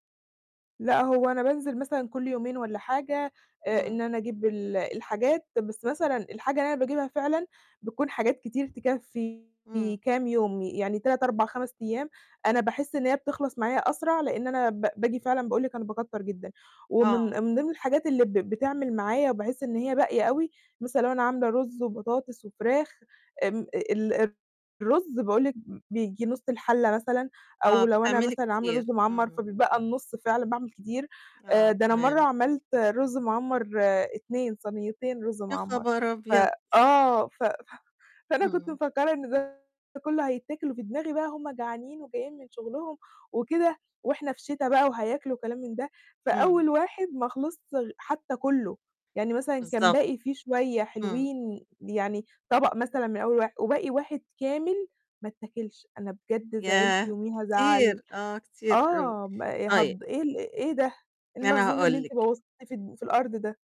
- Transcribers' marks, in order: distorted speech; other background noise
- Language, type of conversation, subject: Arabic, advice, إزاي أقدر أقلّل هدر الأكل في بيتي بالتخطيط والإبداع؟